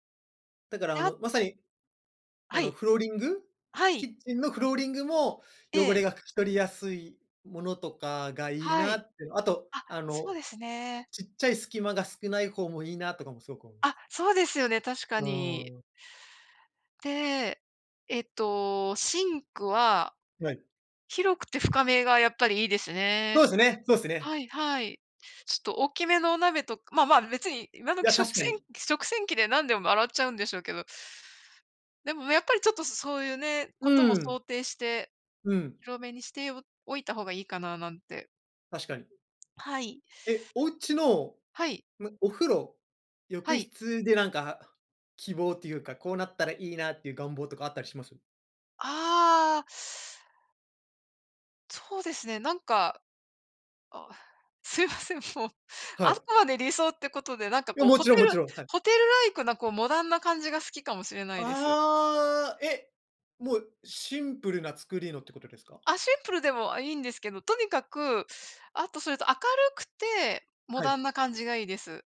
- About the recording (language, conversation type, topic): Japanese, unstructured, あなたの理想的な住まいの環境はどんな感じですか？
- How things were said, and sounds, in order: other background noise; laughing while speaking: "すいません、もう"